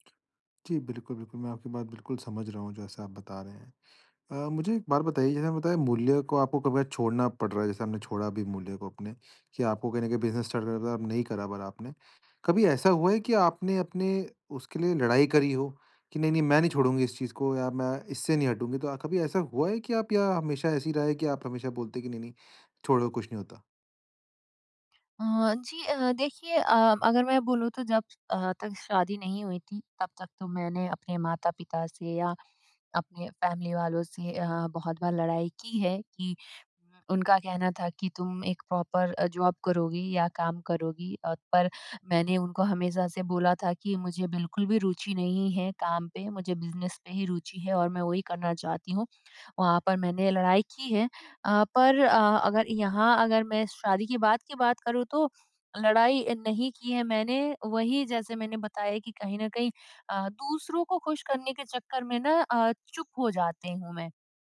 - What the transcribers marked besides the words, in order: in English: "बिज़नेस स्टार्ट"; in English: "फैमिली"; in English: "प्रॉपर"; in English: "जॉब"; in English: "बिज़नेस"
- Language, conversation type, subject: Hindi, advice, मैं अपने मूल्यों और मानकों से कैसे जुड़ा रह सकता/सकती हूँ?